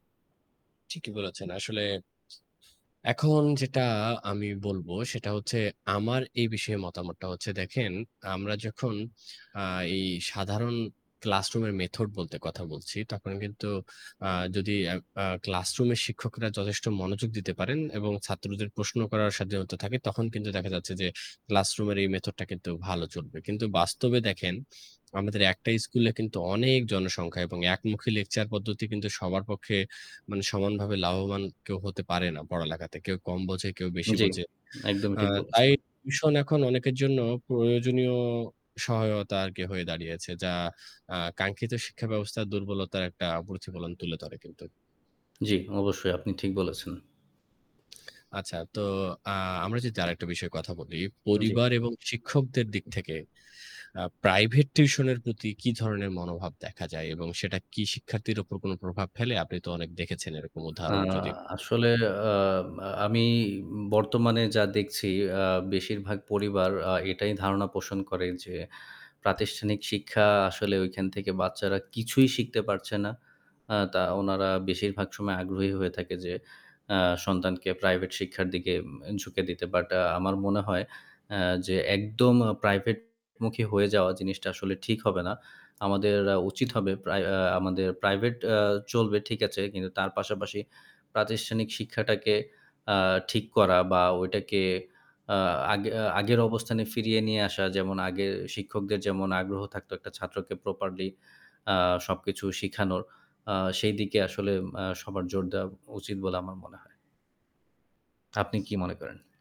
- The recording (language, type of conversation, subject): Bengali, unstructured, প্রাইভেট টিউশন কি শিক্ষাব্যবস্থার জন্য সহায়ক, নাকি বাধা?
- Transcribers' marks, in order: static; distorted speech; other background noise